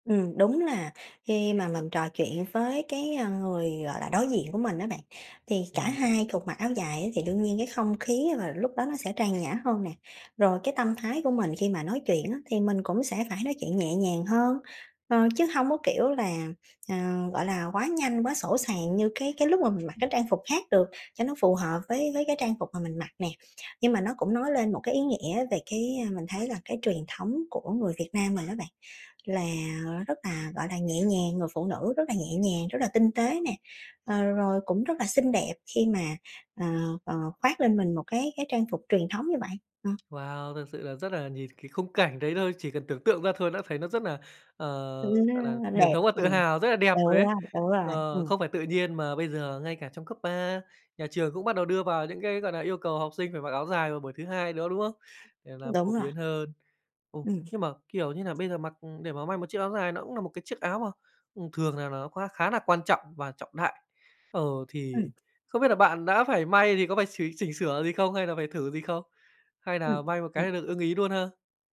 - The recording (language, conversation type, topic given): Vietnamese, podcast, Bộ đồ nào khiến bạn tự tin nhất, và vì sao?
- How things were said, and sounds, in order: tapping; other background noise; unintelligible speech; "luôn" said as "nuôn"